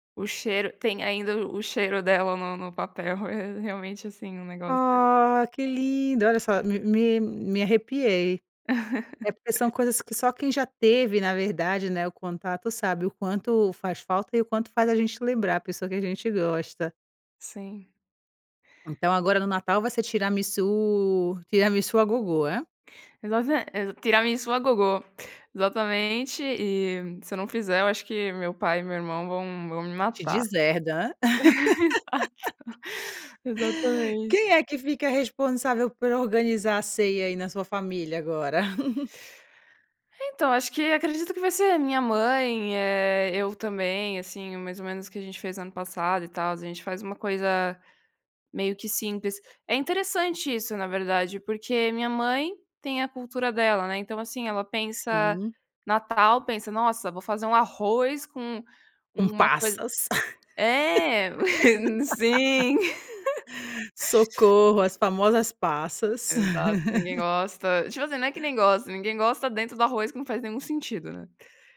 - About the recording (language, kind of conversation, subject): Portuguese, podcast, Tem alguma receita de família que virou ritual?
- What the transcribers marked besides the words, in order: laugh; laugh; laughing while speaking: "Exato"; laugh; laugh; laughing while speaking: "é, sim"; laugh